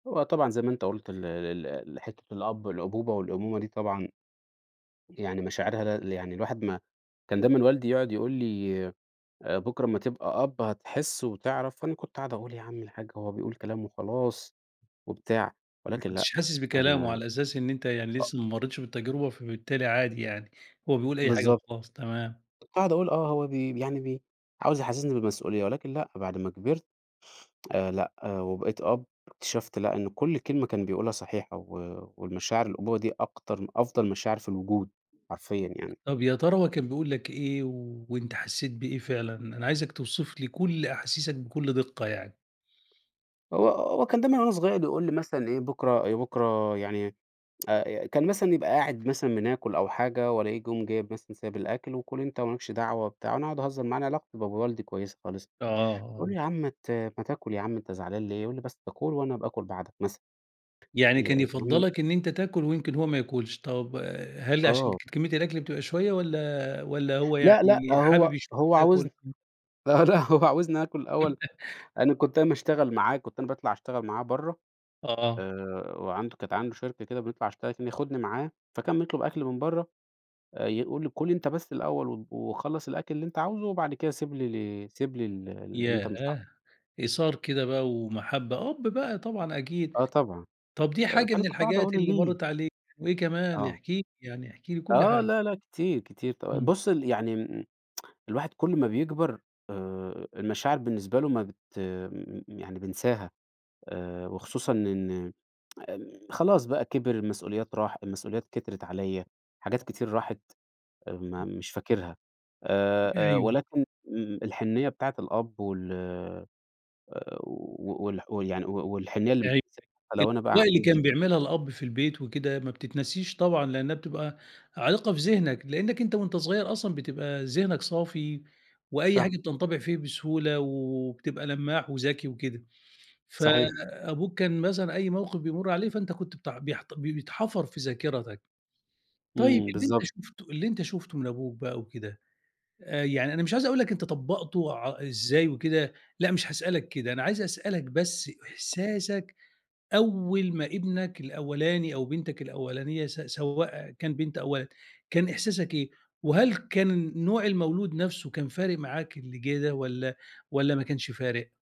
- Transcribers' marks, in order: background speech; tapping; unintelligible speech; tsk; laughing while speaking: "لأ، لأ هو"; laugh; tsk; other background noise; unintelligible speech
- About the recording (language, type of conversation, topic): Arabic, podcast, احكي لنا عن أول مرة بقيت أب أو أم؟